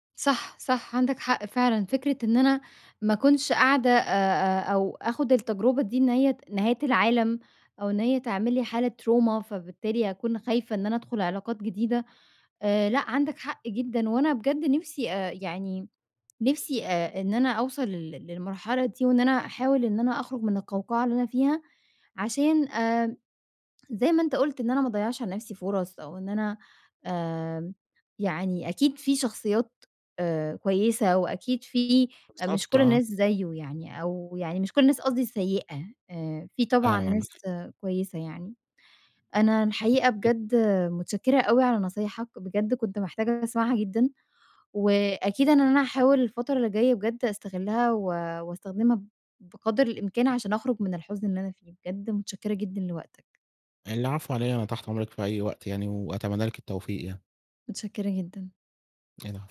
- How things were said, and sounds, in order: in English: "تروما"; tapping; other background noise
- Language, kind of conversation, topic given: Arabic, advice, إزاي أتعامل مع حزن شديد بعد انفصال مفاجئ؟